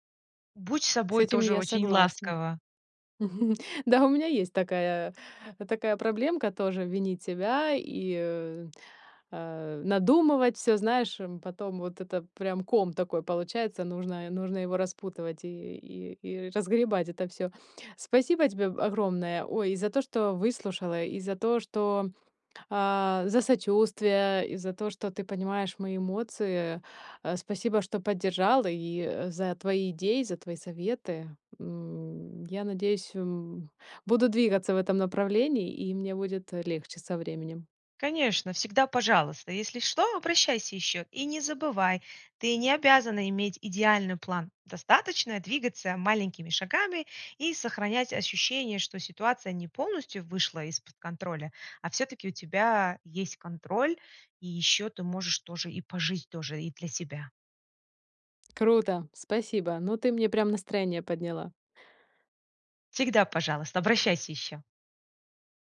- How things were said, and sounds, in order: other background noise; laughing while speaking: "да"; tapping
- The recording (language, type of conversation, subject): Russian, advice, Как мне справиться со страхом из-за долгов и финансовых обязательств?